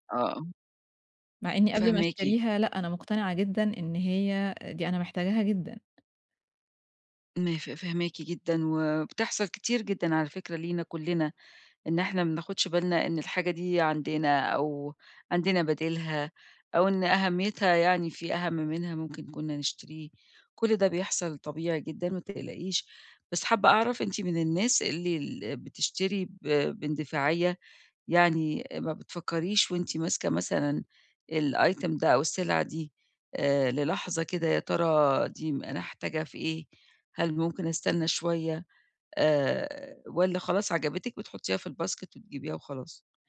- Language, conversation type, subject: Arabic, advice, إزاي أفرق بين الحاجة الحقيقية والرغبة اللحظية وأنا بتسوق وأتجنب الشراء الاندفاعي؟
- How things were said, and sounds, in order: other background noise; in English: "الitem"; in English: "الباسكت"